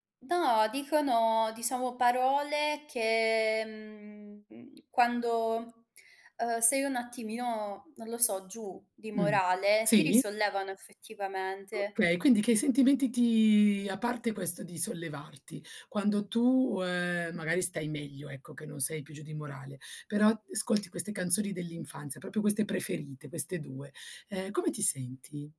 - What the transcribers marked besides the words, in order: drawn out: "che, mhmm"; tapping; other background noise; drawn out: "ti"; "ascolti" said as "scolti"; "proprio" said as "propio"
- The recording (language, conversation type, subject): Italian, podcast, Quale canzone ti riporta subito all’infanzia?